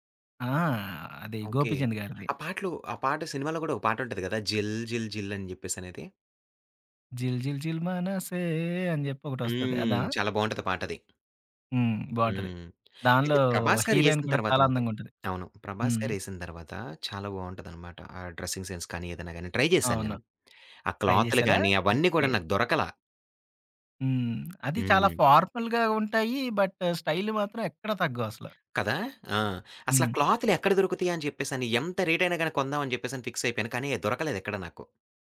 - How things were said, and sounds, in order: singing: "జిల్ జిల్ జిల్ మనసే"; other background noise; in English: "డ్రెసింగ్ సెన్స్"; tapping; in English: "ట్రై"; in English: "ట్రై"; in English: "ఫార్మల్‌గా"; in English: "బట్ స్టైల్"; in English: "ఫిక్స్"
- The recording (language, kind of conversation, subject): Telugu, podcast, నీ స్టైల్‌కు ప్రేరణ ఎవరు?